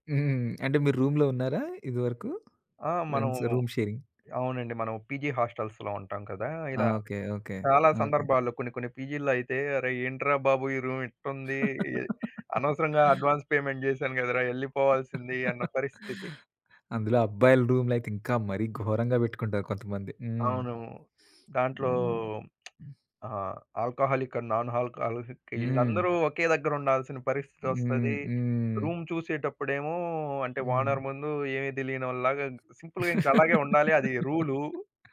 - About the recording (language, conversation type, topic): Telugu, podcast, ఇల్లు ఎప్పుడూ శుభ్రంగా, సర్దుబాటుగా ఉండేలా మీరు పాటించే చిట్కాలు ఏమిటి?
- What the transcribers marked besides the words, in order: in English: "రూమ్‌లో"; in English: "ఫ్రెండ్స్ రూమ్ షేరింగ్"; in English: "పీజీ హాస్టల్స్‌లో"; in English: "రూమ్"; laugh; horn; in English: "అడ్వాన్స్ పేమెంట్"; laugh; lip smack; in English: "ఆల్కహాలిక్ అండ్ నాన్ ఆల్కహాలిక్"; in English: "రూమ్"; in English: "ఓనర్"; in English: "సింపుల్‌గా"; laugh